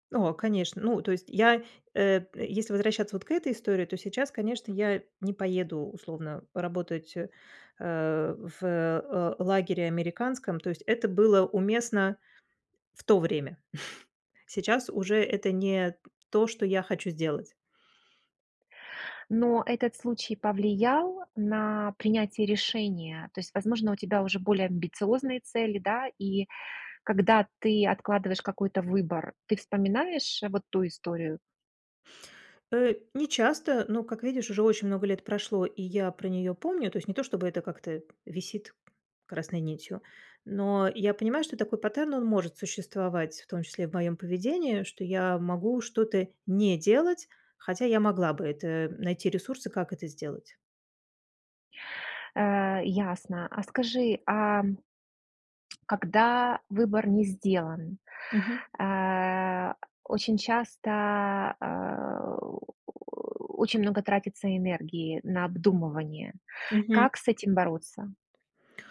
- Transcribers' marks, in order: tapping; chuckle; other background noise; grunt
- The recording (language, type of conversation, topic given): Russian, podcast, Что помогает не сожалеть о сделанном выборе?